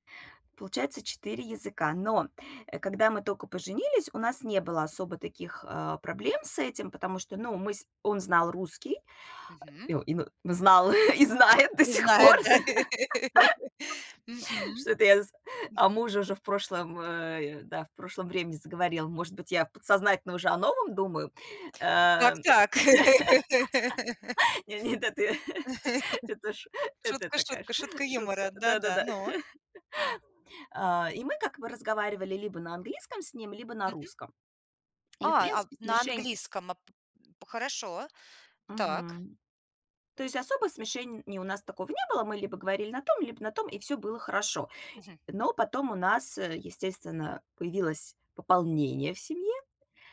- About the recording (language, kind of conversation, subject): Russian, podcast, Можешь поделиться историей о том, как в вашей семье смешиваются языки?
- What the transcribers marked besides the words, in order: laughing while speaking: "и знает до сих пор"; laugh; laugh; laughing while speaking: "Не, нет, это я. Это ш это такая ш шутка"; laugh; laugh